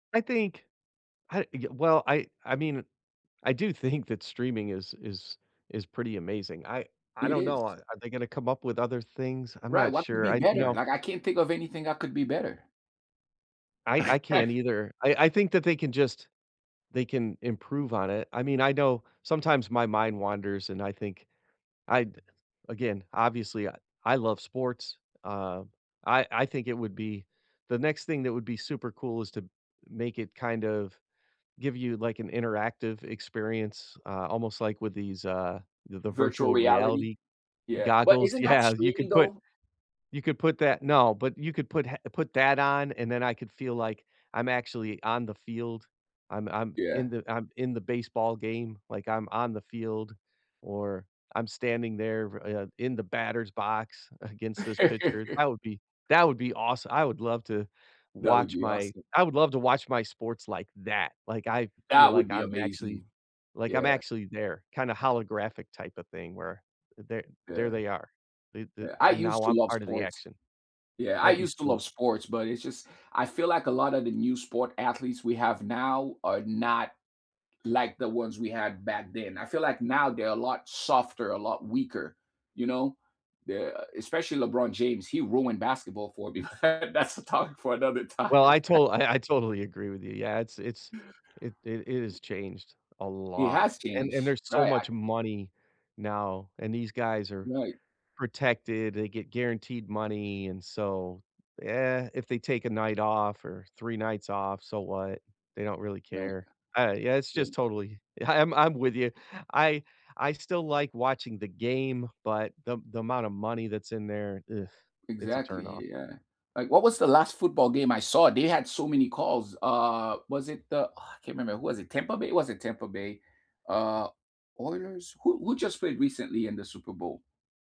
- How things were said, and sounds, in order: laughing while speaking: "think"; laugh; other background noise; laughing while speaking: "Yeah"; laugh; laugh; laughing while speaking: "That's a topic for another time"; laughing while speaking: "I"; laughing while speaking: "ye"
- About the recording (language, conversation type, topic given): English, unstructured, How does streaming shape what you watch, create, and share together?
- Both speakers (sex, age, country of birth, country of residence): male, 45-49, United States, United States; male, 55-59, United States, United States